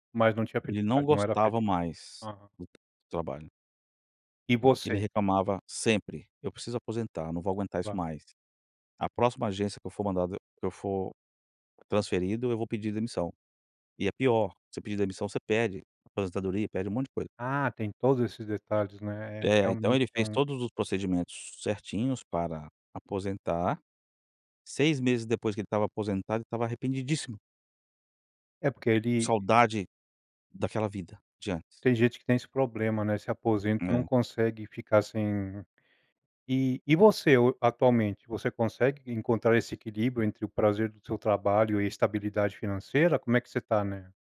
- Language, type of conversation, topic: Portuguese, podcast, Como você equilibra satisfação e remuneração no trabalho?
- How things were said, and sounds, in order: none